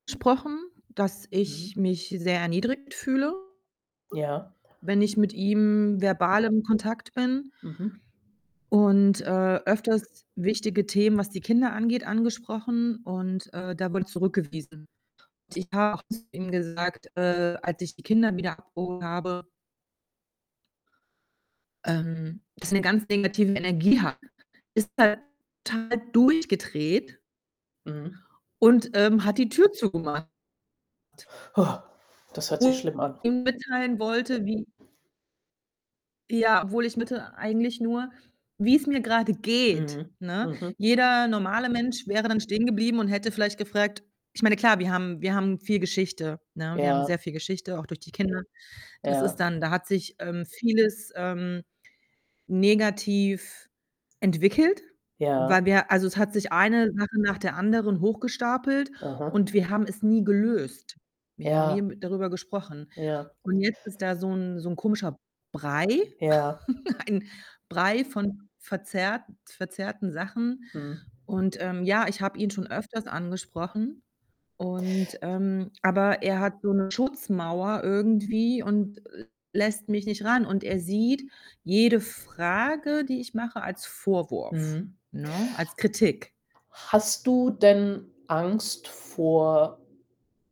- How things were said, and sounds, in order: distorted speech; other background noise; other noise; unintelligible speech; unintelligible speech; stressed: "geht"; tapping; laugh
- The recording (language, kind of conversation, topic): German, advice, Wie kann ich meine Angst überwinden, persönliche Grenzen zu setzen?